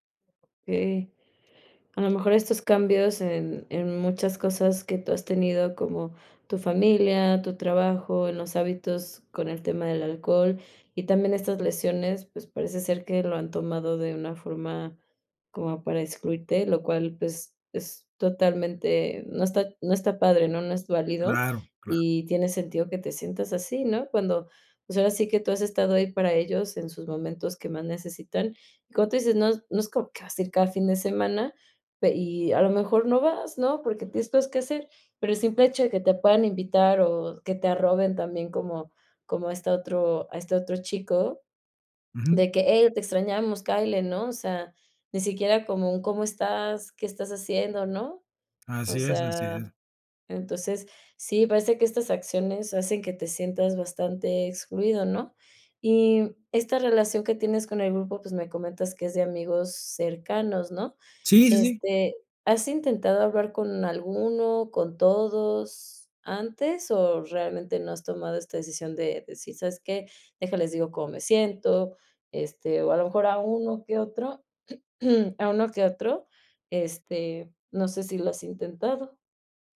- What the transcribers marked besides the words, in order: tapping; throat clearing
- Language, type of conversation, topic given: Spanish, advice, ¿Cómo puedo describir lo que siento cuando me excluyen en reuniones con mis amigos?